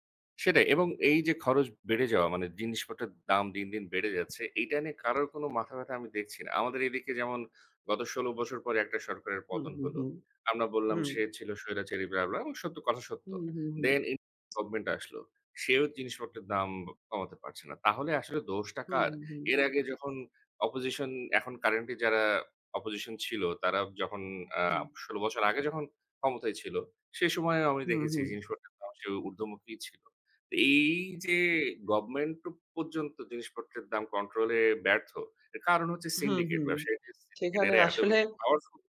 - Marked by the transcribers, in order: tapping; other background noise; unintelligible speech
- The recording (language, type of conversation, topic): Bengali, unstructured, বেঁচে থাকার খরচ বেড়ে যাওয়া সম্পর্কে আপনার মতামত কী?